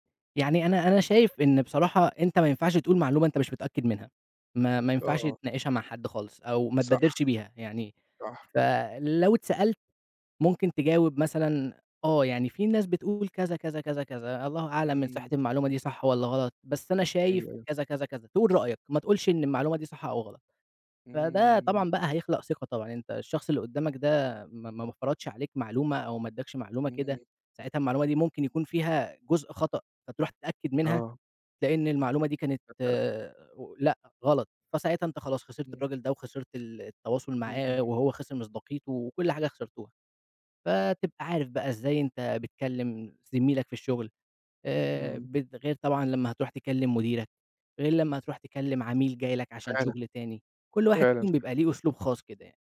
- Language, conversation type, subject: Arabic, podcast, إزاي تشرح فكرة معقّدة بشكل بسيط؟
- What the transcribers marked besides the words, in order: other background noise; tapping; drawn out: "امم"; unintelligible speech